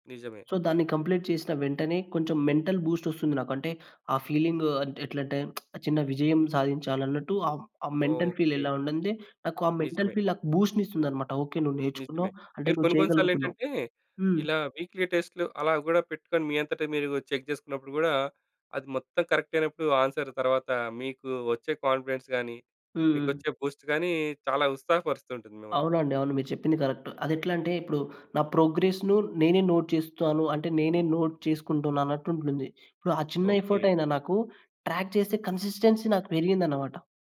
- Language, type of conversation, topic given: Telugu, podcast, ప్రతి రోజు చిన్న విజయాన్ని సాధించడానికి మీరు అనుసరించే పద్ధతి ఏమిటి?
- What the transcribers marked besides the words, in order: in English: "సో"; in English: "కంప్లీట్"; in English: "మెంటల్ బూస్ట్"; in English: "ఫీలింగ్"; lip smack; in English: "మెంటల్ ఫీల్"; in English: "మెంటల్ ఫీల్"; in English: "బూస్ట్"; in English: "వీక్లీ టెస్ట్‌లు"; in English: "చెక్"; in English: "కరెక్ట్"; in English: "ఆన్సర్"; tapping; in English: "కాన్ఫిడెన్స్"; in English: "బూస్ట్"; in English: "కరెక్ట్"; in English: "ప్రోగ్రెస్‌ను"; in English: "నోట్"; in English: "నోట్"; in English: "ఎఫర్ట్"; in English: "ట్రాక్"; in English: "కన్సిస్టెన్సీ"